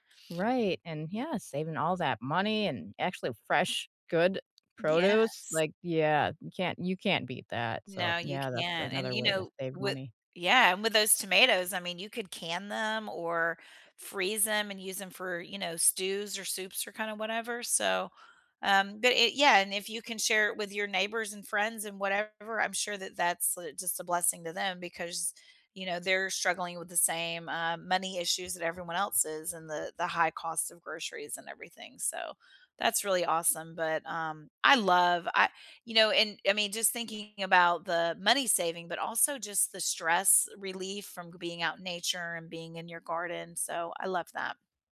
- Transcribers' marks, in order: none
- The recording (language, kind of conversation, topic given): English, unstructured, What money habit are you proud of?